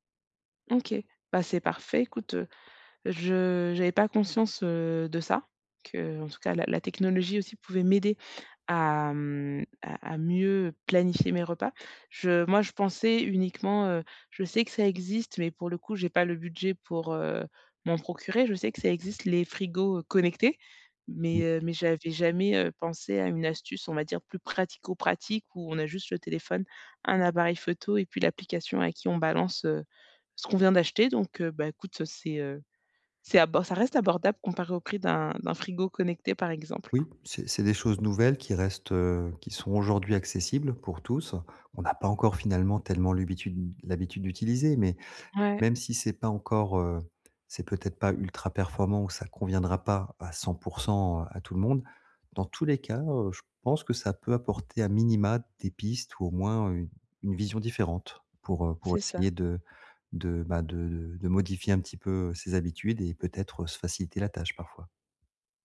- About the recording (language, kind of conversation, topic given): French, advice, Comment planifier mes repas quand ma semaine est surchargée ?
- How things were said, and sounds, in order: tapping; "l'habitude-" said as "l'hubitude"